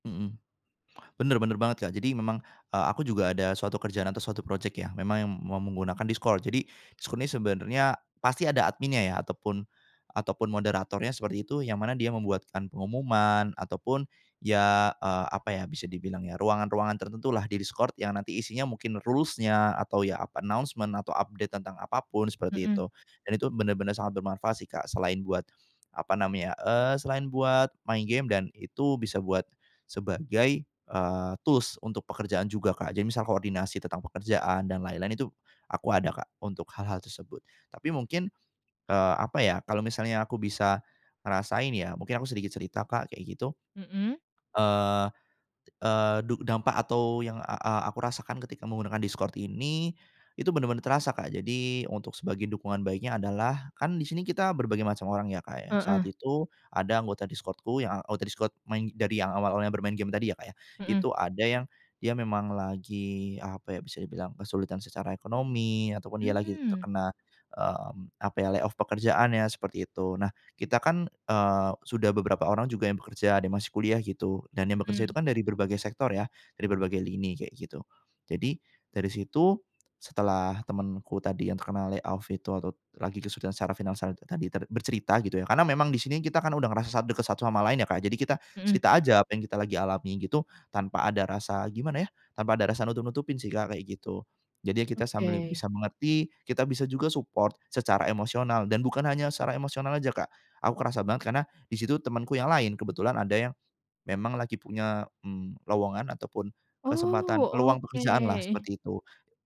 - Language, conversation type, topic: Indonesian, podcast, Bagaimana komunitas daring dapat menjadi jaringan dukungan yang baik?
- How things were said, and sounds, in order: in English: "rules-nya"; in English: "announcement"; in English: "update"; other background noise; in English: "tools"; in English: "layoff"; in English: "layoff"; in English: "support"